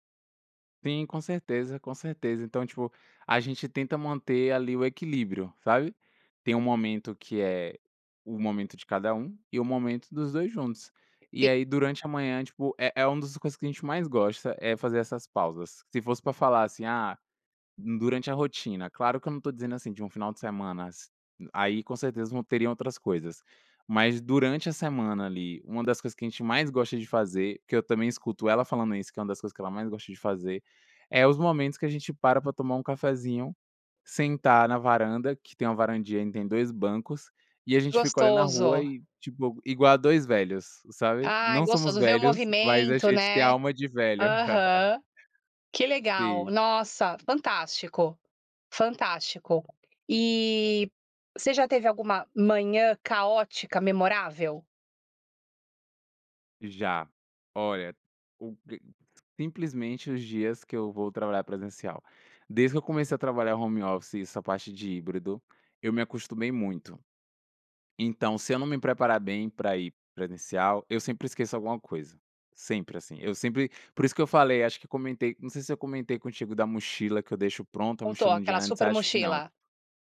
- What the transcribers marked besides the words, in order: unintelligible speech; laugh
- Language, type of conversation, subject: Portuguese, podcast, Como é a rotina matinal aí na sua família?